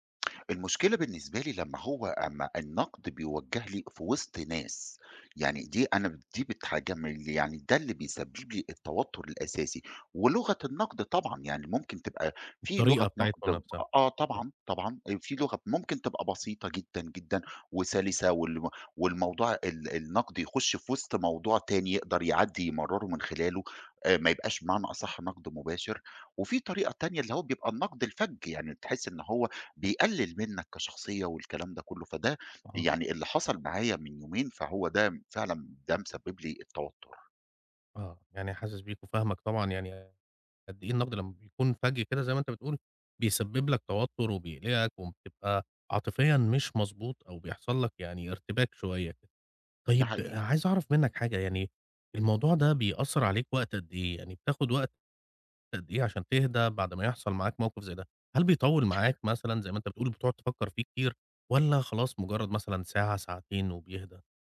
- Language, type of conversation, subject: Arabic, advice, إزاي حسّيت بعد ما حد انتقدك جامد وخلاك تتأثر عاطفيًا؟
- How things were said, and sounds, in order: tapping